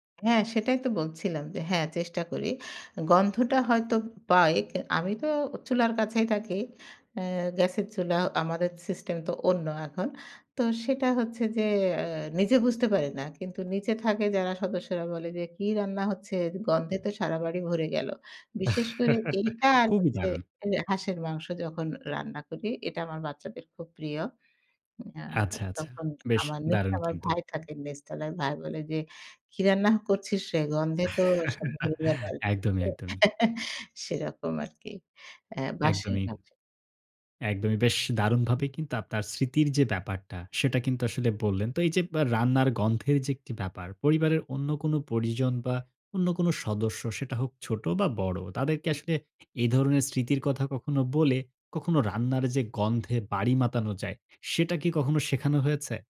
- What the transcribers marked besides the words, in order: other noise; tapping; chuckle; laughing while speaking: "খুবই দারুণ"; chuckle; unintelligible speech; chuckle; other background noise
- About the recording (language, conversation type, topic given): Bengali, podcast, রান্নার গন্ধে আপনার বাড়ির কোন স্মৃতি জেগে ওঠে?